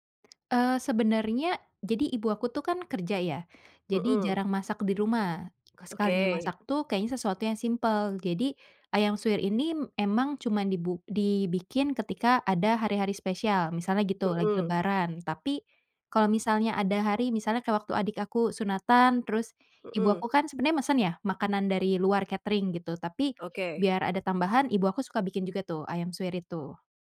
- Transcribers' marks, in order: other background noise
- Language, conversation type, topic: Indonesian, podcast, Apa tradisi makanan yang selalu ada di rumahmu saat Lebaran atau Natal?